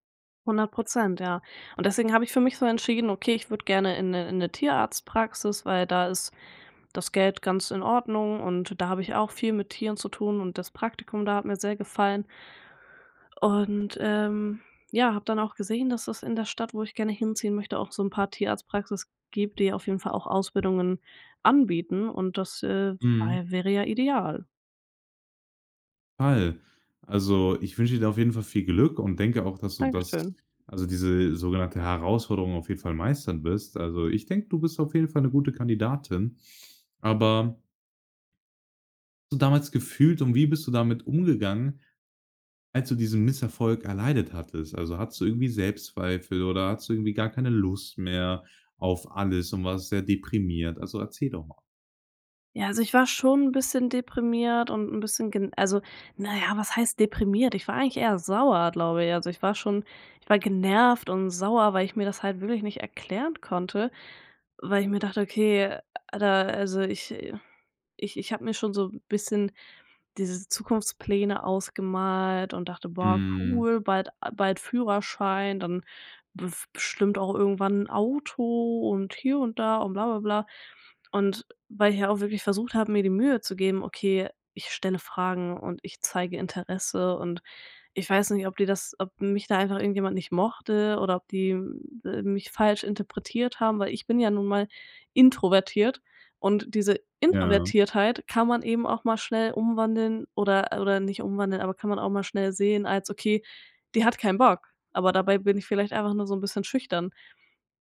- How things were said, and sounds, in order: unintelligible speech
- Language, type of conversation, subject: German, podcast, Kannst du von einem Misserfolg erzählen, der dich weitergebracht hat?